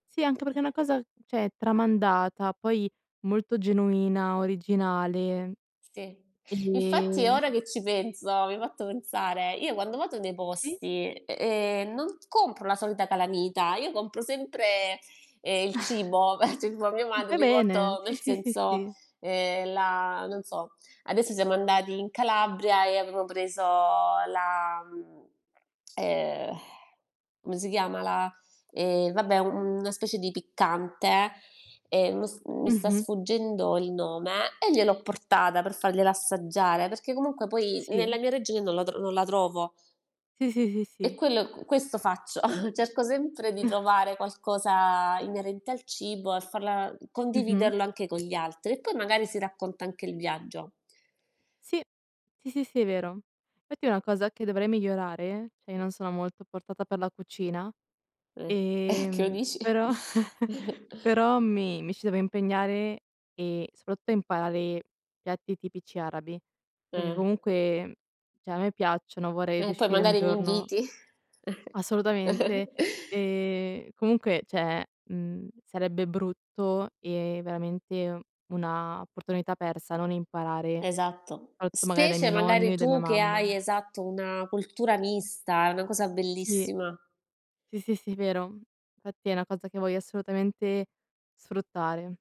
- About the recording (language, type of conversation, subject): Italian, unstructured, Qual è il tuo ricordo più bello legato a un pasto?
- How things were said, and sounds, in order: drawn out: "ehm"; tapping; chuckle; unintelligible speech; other background noise; tongue click; sigh; chuckle; chuckle; laughing while speaking: "a chi lo dici"; chuckle; chuckle; unintelligible speech